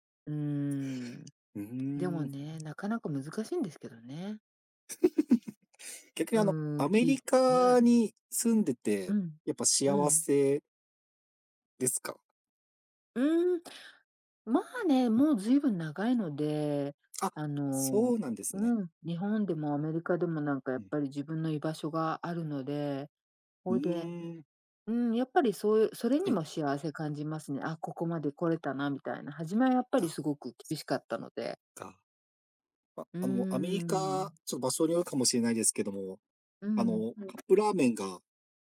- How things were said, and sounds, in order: chuckle; other noise; other background noise
- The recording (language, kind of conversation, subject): Japanese, unstructured, 幸せを感じるのはどんなときですか？